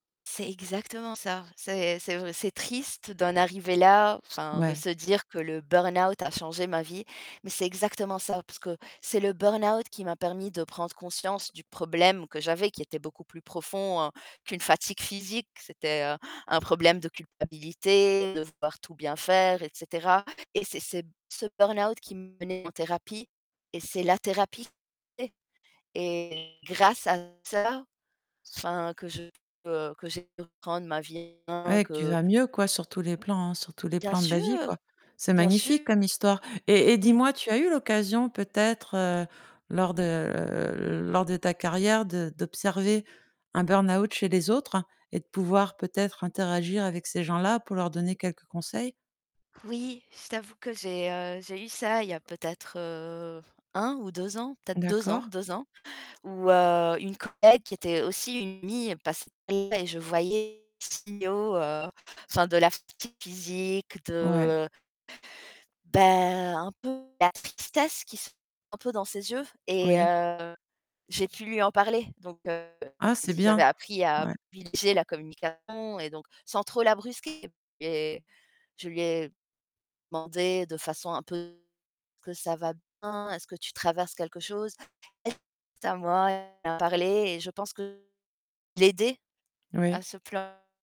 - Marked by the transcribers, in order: distorted speech; tapping; unintelligible speech; other background noise; unintelligible speech
- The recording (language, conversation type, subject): French, podcast, Comment gères-tu l’équilibre entre ta vie professionnelle et ta vie personnelle ?